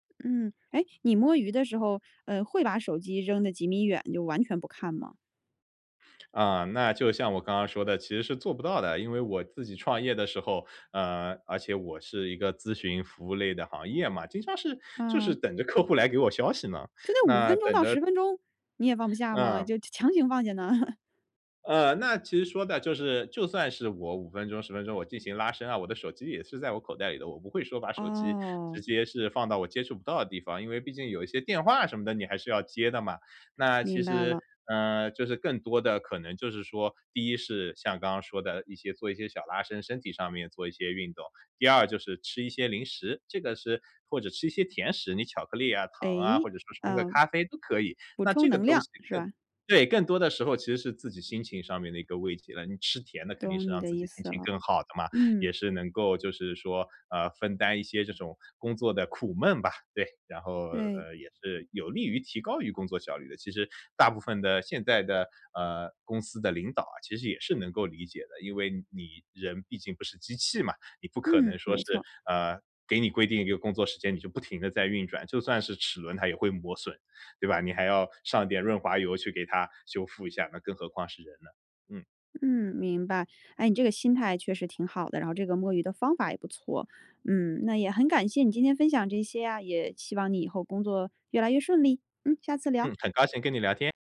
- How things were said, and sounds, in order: tapping; chuckle; other background noise
- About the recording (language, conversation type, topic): Chinese, podcast, 你觉得短暂的“摸鱼”有助于恢复精力吗？